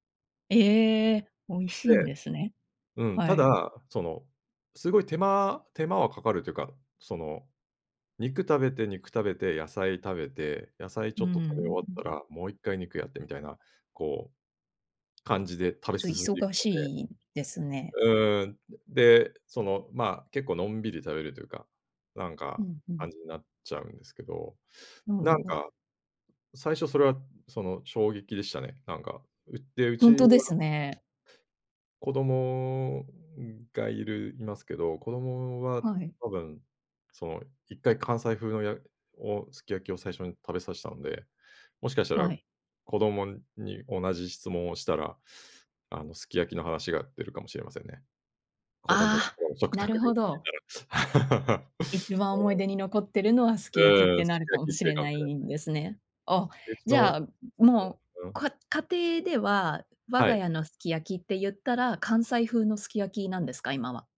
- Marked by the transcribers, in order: tapping; other noise; unintelligible speech; laugh; other background noise
- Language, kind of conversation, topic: Japanese, podcast, 子どもの頃の食卓で一番好きだった料理は何ですか？